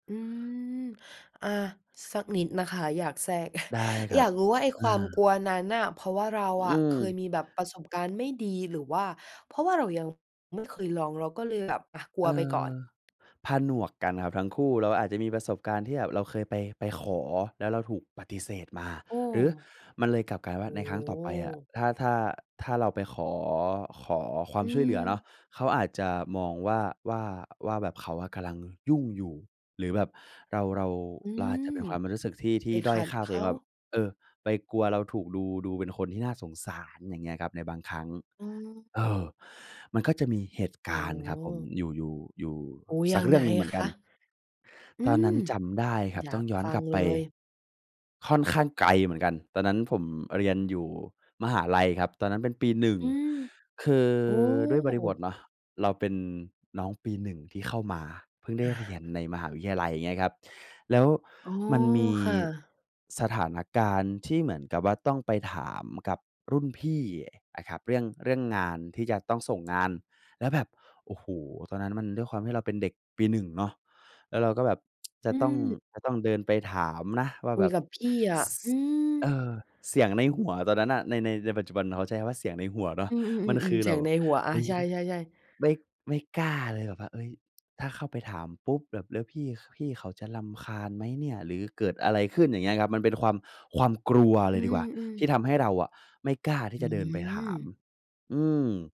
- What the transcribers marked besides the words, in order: chuckle; tsk
- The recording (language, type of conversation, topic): Thai, podcast, คุณมีเทคนิคในการขอความช่วยเหลือจากคนที่ไม่คุ้นเคยอย่างไรบ้าง?